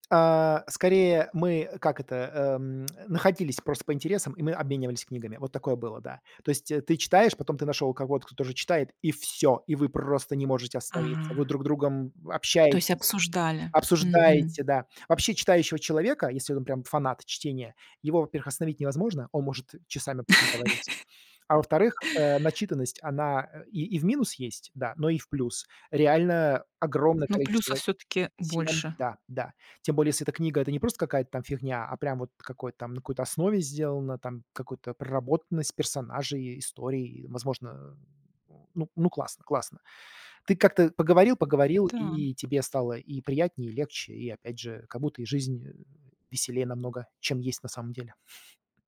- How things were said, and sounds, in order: tsk; stressed: "всё"; tapping; laugh; other background noise; chuckle
- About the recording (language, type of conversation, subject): Russian, podcast, Помнишь момент, когда что‑то стало действительно интересно?
- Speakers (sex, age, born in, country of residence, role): female, 40-44, Russia, Mexico, host; male, 45-49, Russia, United States, guest